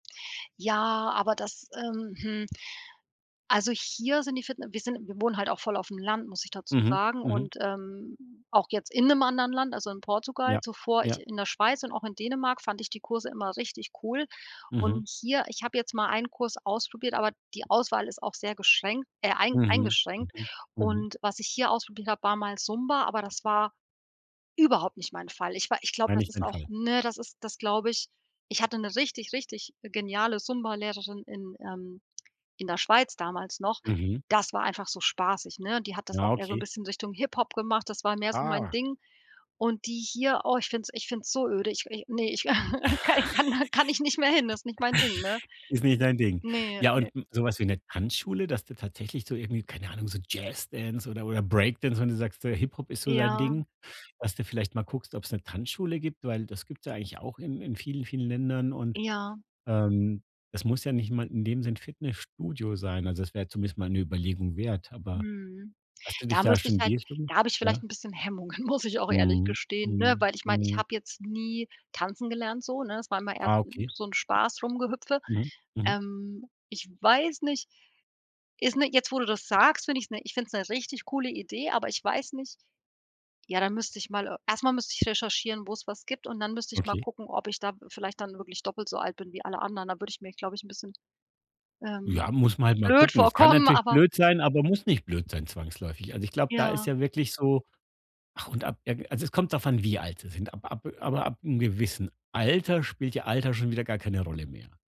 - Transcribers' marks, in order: stressed: "überhaupt"; chuckle; laughing while speaking: "ka ich kann da"; chuckle; laughing while speaking: "muss ich auch"; other background noise
- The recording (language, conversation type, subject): German, advice, Wie kann ich mich motivieren, mich im Alltag regelmäßig zu bewegen?